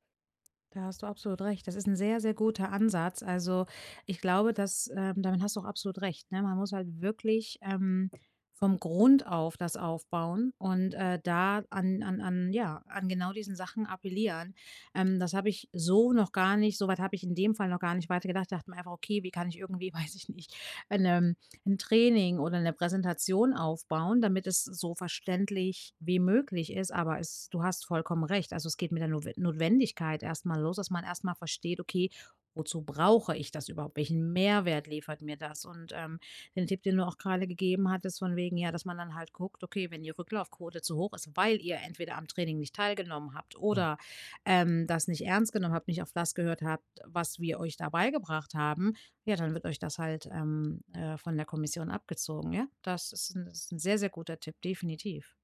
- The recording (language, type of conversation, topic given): German, advice, Wie erkläre ich komplexe Inhalte vor einer Gruppe einfach und klar?
- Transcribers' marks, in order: other background noise; stressed: "brauche"; stressed: "Mehrwert"; stressed: "weil"